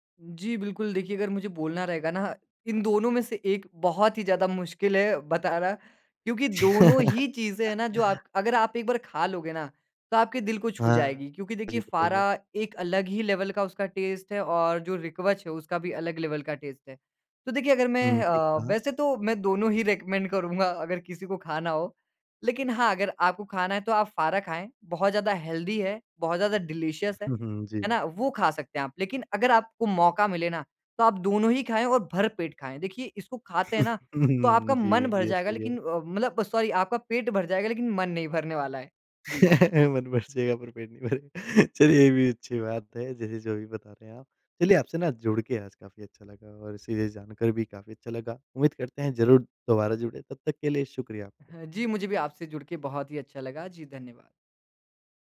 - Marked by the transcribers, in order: laugh; in English: "लेवल"; in English: "टेस्ट"; in English: "लेवल"; in English: "टेस्ट"; in English: "रिकमेंड"; in English: "हेल्दी"; in English: "डिलीशियस"; chuckle; in English: "सॉरी"; laugh; laughing while speaking: "मन भर जाएगा पर पेट नहीं भरेगा। चलिए ये भी"
- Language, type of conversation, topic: Hindi, podcast, किस जगह का खाना आपके दिल को छू गया?